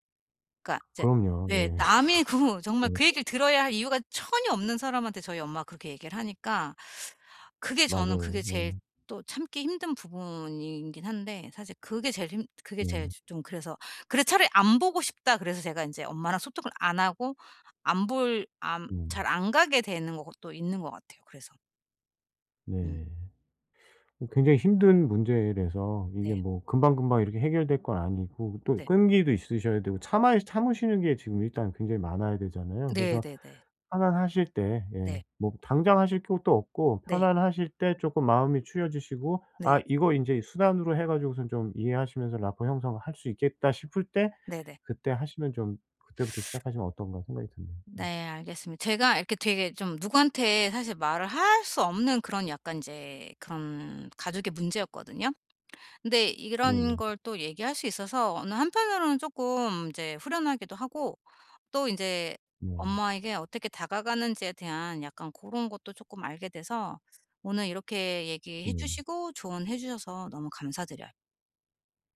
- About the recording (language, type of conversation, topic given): Korean, advice, 가족 간에 같은 의사소통 문제가 왜 계속 반복될까요?
- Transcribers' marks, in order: other background noise; laughing while speaking: "그"; laugh; teeth sucking; tapping